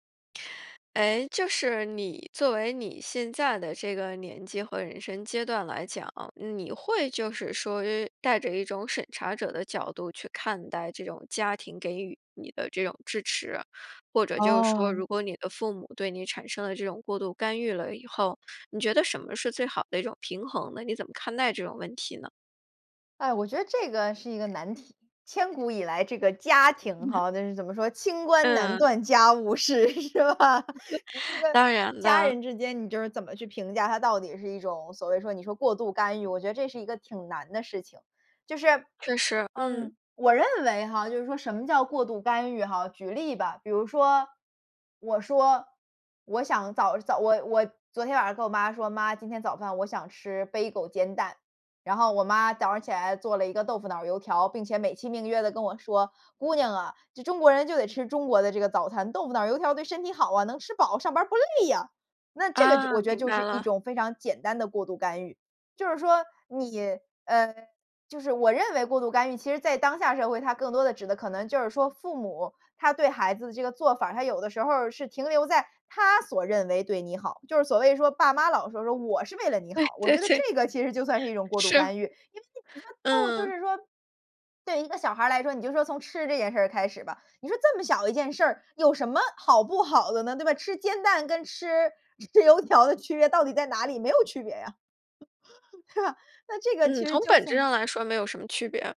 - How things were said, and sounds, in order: stressed: "家庭"; other background noise; chuckle; laughing while speaking: "事，是吧？"; chuckle; in English: "Bagel"; laughing while speaking: "对，对，对"; laughing while speaking: "是"; unintelligible speech; laughing while speaking: "吃 吃油条的区别到底在哪里，没有区别啊，对吧？"
- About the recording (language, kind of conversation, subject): Chinese, podcast, 你觉得如何区分家庭支持和过度干预？